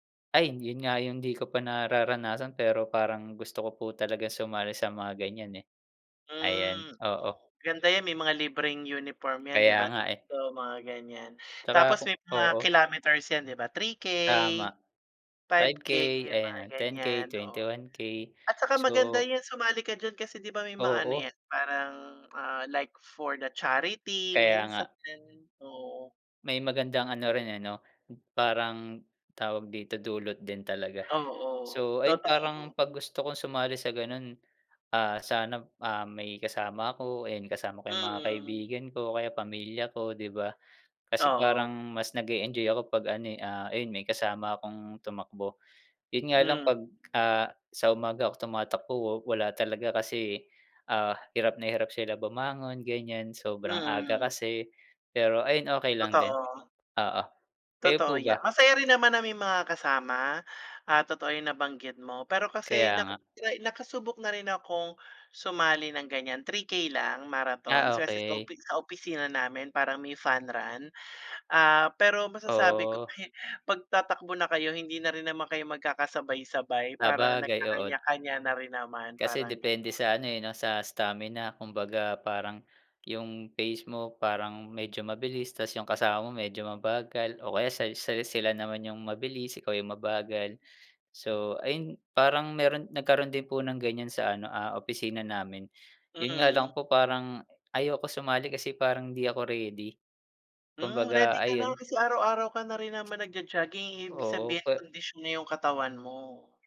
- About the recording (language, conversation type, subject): Filipino, unstructured, Anong libangan ang nagbibigay sa’yo ng kapayapaan ng isip?
- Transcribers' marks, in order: in English: "like for the charity"; chuckle